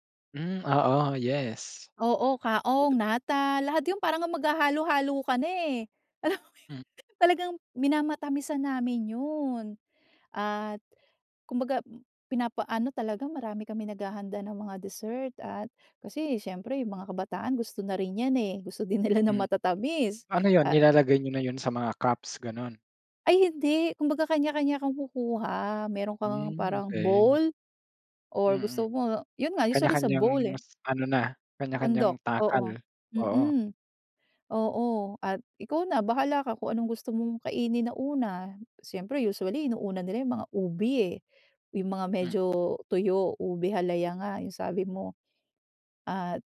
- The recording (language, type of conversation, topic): Filipino, podcast, Ano ang mga karaniwang inihahain at pinagsasaluhan tuwing pista sa inyo?
- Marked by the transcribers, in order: unintelligible speech; laughing while speaking: "Alam mo"; laughing while speaking: "Gusto din nila ng matatamis"